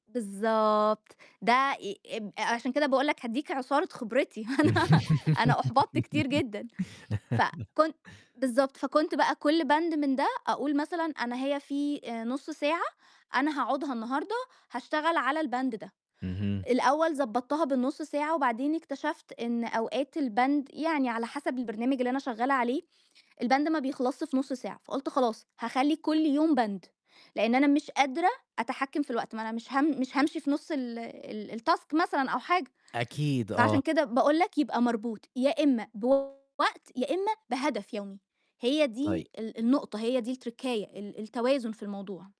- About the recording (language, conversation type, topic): Arabic, podcast, إزاي تبني عادة صغيرة للتعلّم كل يوم؟
- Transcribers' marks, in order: laughing while speaking: "أنا"; giggle; in English: "الTask"; tapping; distorted speech; in English: "التركّاية"